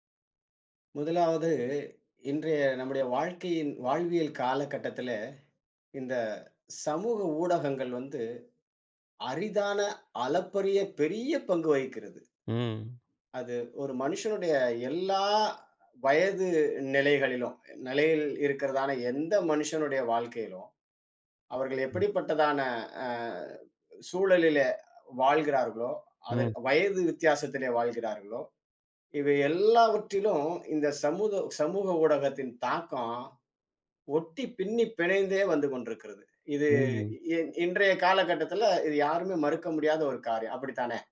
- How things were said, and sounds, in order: horn
- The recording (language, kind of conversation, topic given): Tamil, podcast, சமூக ஊடகங்களில் தனியுரிமை பிரச்சினைகளை எப்படிக் கையாளலாம்?